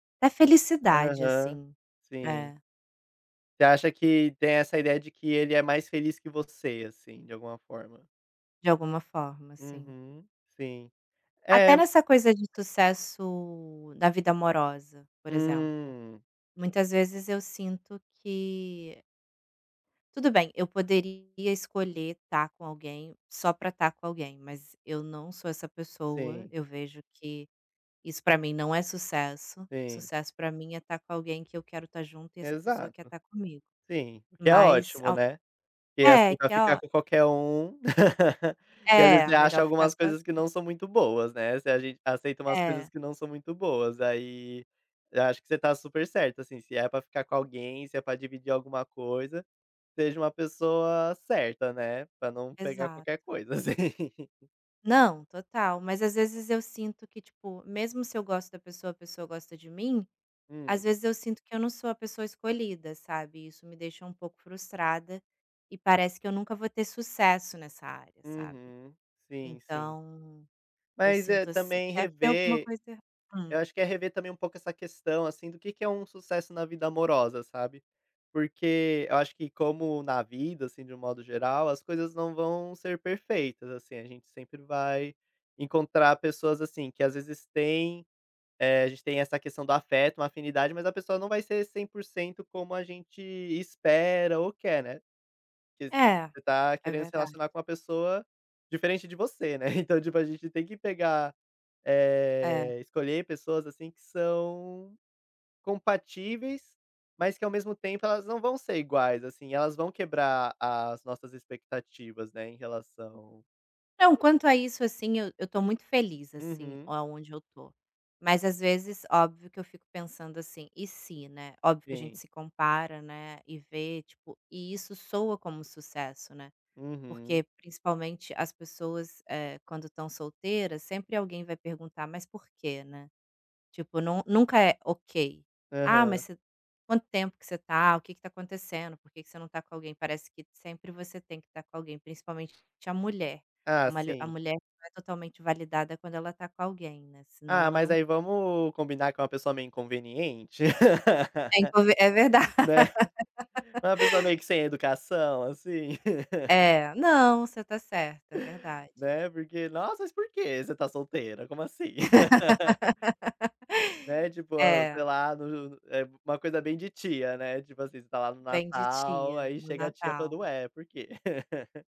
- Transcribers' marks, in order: laugh; laugh; chuckle; laugh; laugh; laugh; laugh
- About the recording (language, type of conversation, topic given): Portuguese, advice, Como posso definir o que é sucesso para mim, apesar das expectativas dos outros?